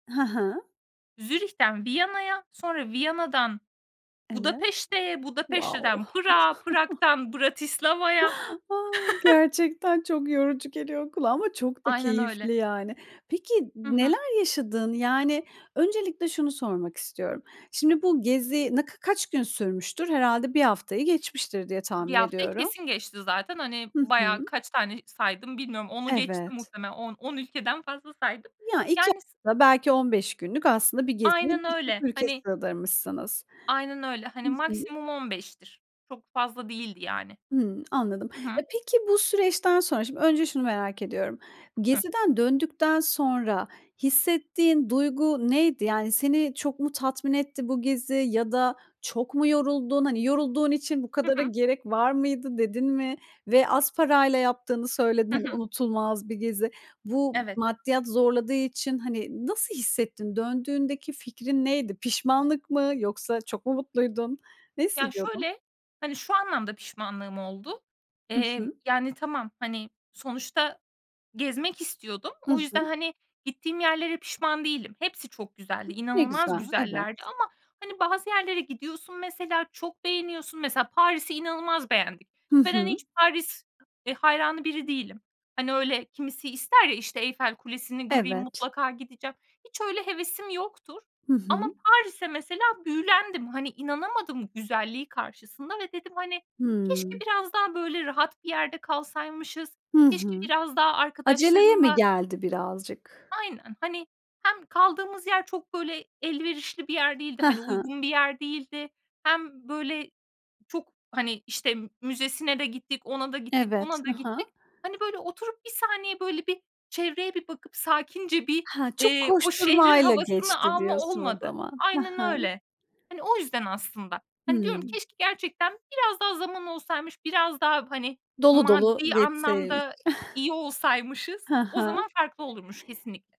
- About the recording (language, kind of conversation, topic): Turkish, podcast, Az bir bütçeyle unutulmaz bir gezi yaptın mı, nasıl geçti?
- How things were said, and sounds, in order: tapping; in English: "Wow!"; chuckle; chuckle; other background noise; chuckle